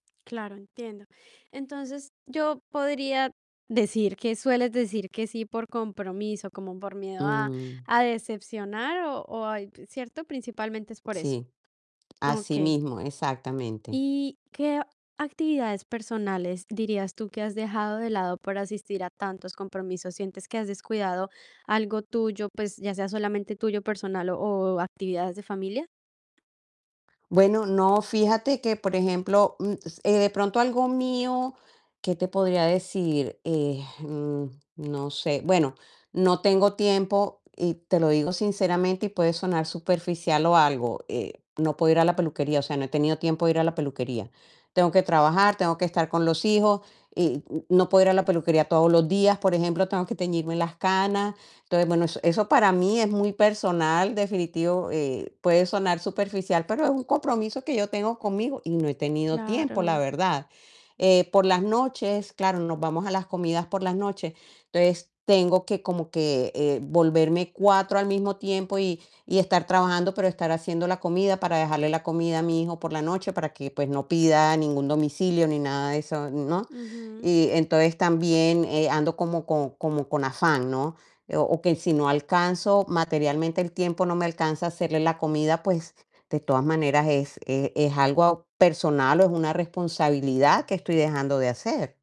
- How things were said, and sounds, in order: static; tapping; other background noise; distorted speech
- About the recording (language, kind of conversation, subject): Spanish, advice, ¿Cómo puedo manejar el exceso de compromisos sociales que me quitan tiempo?
- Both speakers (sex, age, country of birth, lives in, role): female, 18-19, Colombia, Italy, advisor; female, 55-59, Colombia, United States, user